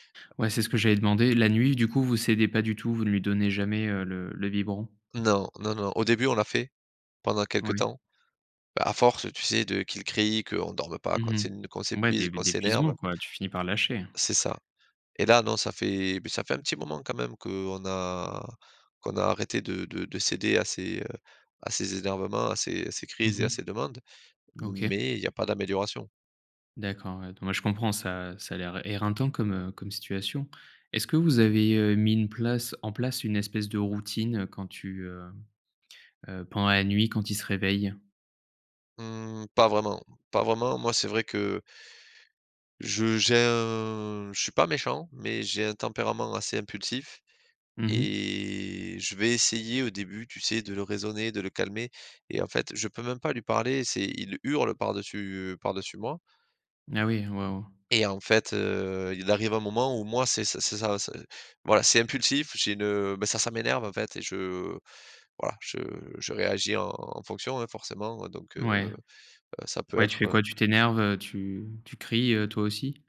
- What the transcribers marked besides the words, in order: other background noise; tapping; drawn out: "un"; drawn out: "et"
- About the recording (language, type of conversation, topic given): French, advice, Comment puis-je réduire la fatigue mentale et le manque d’énergie pour rester concentré longtemps ?